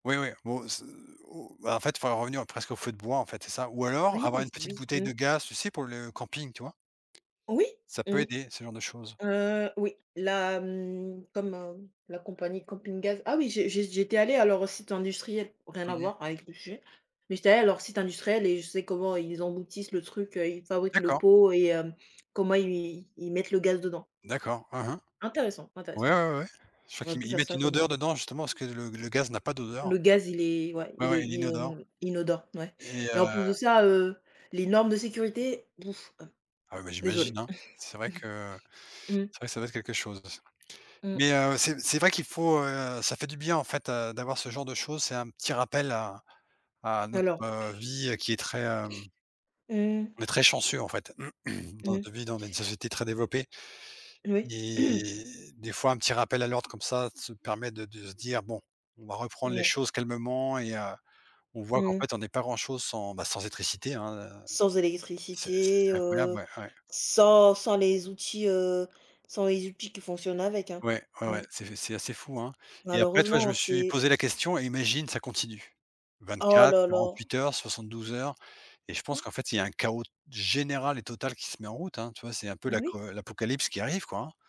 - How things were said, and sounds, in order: tapping; chuckle; other background noise; throat clearing; drawn out: "et"; throat clearing
- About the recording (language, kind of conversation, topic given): French, unstructured, Quelle invention historique te semble la plus importante dans notre vie aujourd’hui ?